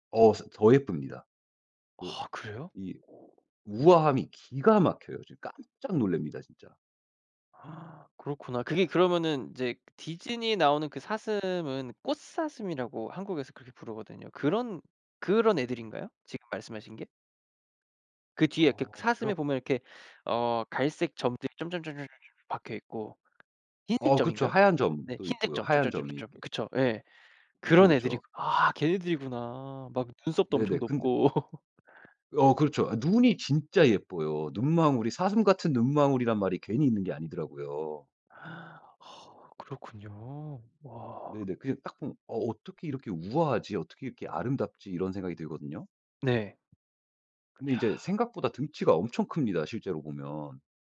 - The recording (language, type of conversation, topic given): Korean, podcast, 야생동물과 마주친 적이 있나요? 그때 어땠나요?
- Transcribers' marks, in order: gasp; tapping; other background noise; laugh; gasp; exhale